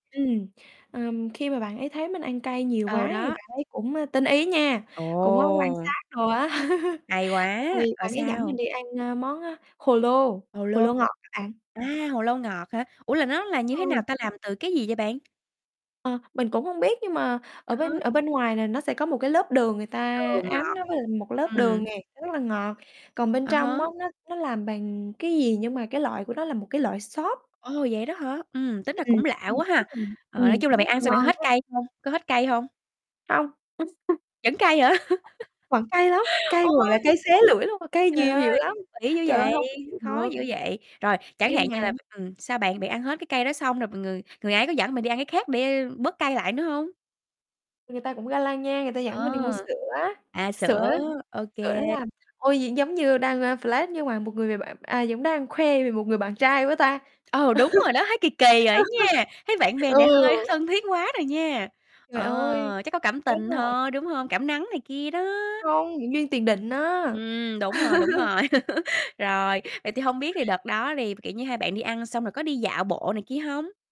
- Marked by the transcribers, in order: other background noise; static; tapping; distorted speech; chuckle; chuckle; laugh; mechanical hum; in English: "flex"; laugh; laugh; other noise
- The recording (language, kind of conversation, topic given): Vietnamese, podcast, Bạn có kỷ niệm bất ngờ nào với người lạ trong một chuyến đi không?